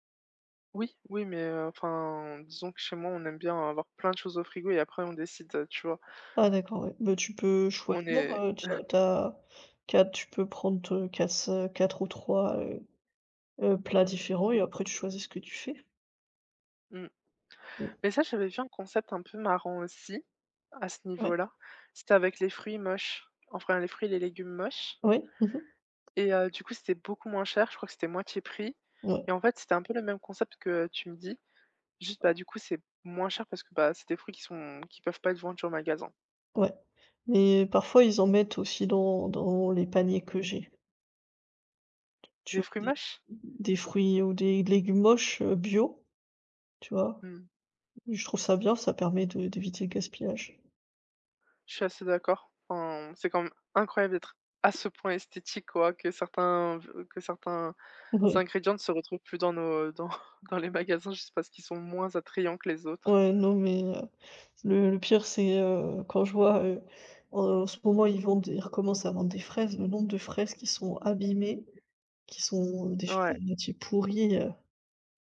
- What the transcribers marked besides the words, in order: chuckle; "enfin" said as "enfrin"; tapping; other background noise; unintelligible speech; stressed: "à ce point"; laughing while speaking: "dans dans les magasins"
- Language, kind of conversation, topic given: French, unstructured, Quelle est votre relation avec les achats en ligne et quel est leur impact sur vos habitudes ?